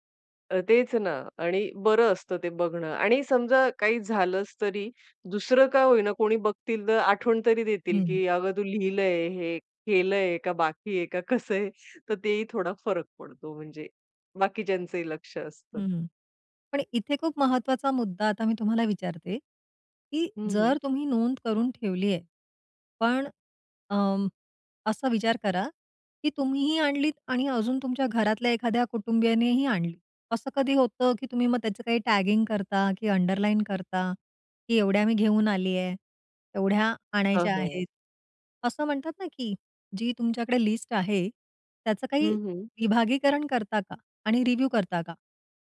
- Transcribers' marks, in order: laughing while speaking: "का कसं आहे?"; in English: "टॅगिंग"; in English: "अंडरलाइन"; in English: "लिस्ट"; in English: "रिव्ह्यू"
- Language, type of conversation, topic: Marathi, podcast, नोट्स ठेवण्याची तुमची सोपी पद्धत काय?